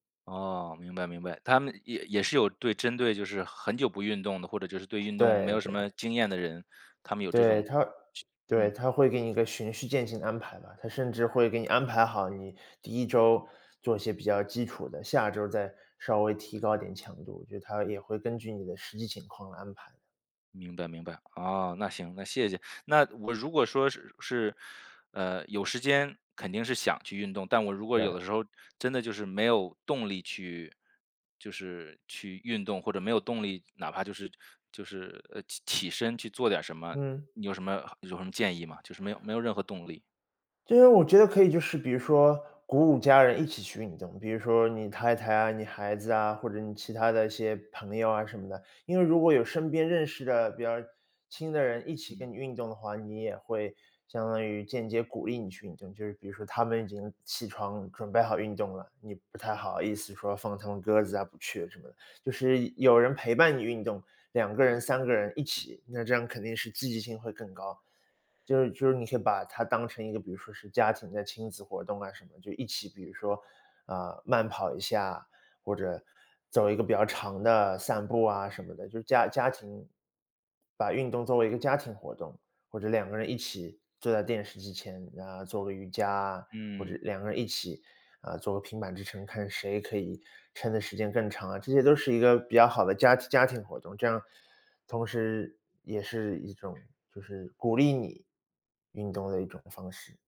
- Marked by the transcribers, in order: tapping
- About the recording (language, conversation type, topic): Chinese, advice, 我该如何养成每周固定运动的习惯？